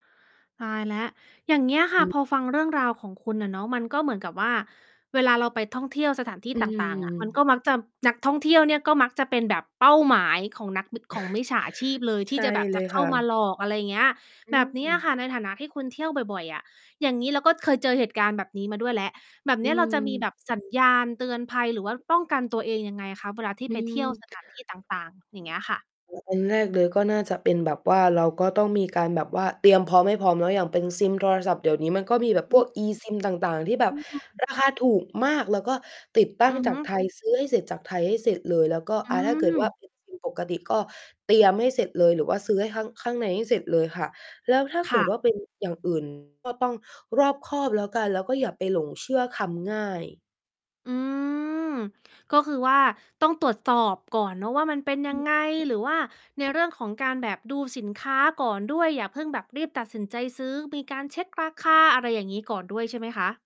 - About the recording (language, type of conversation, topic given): Thai, podcast, คุณเคยถูกมิจฉาชีพหลอกระหว่างท่องเที่ยวไหม?
- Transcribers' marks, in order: distorted speech; tapping; mechanical hum; chuckle; unintelligible speech; background speech